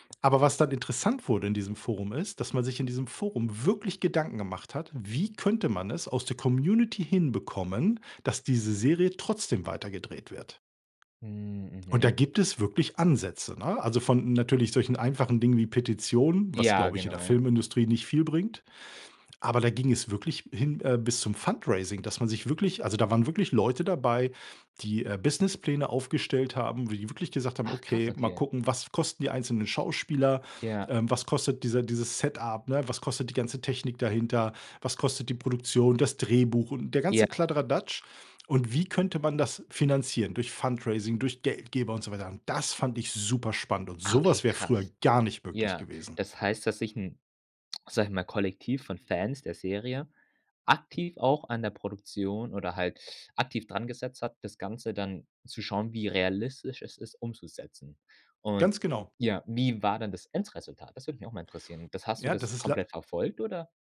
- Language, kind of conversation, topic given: German, podcast, Wie verändern soziale Medien die Diskussionen über Serien und Fernsehsendungen?
- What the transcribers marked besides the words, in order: none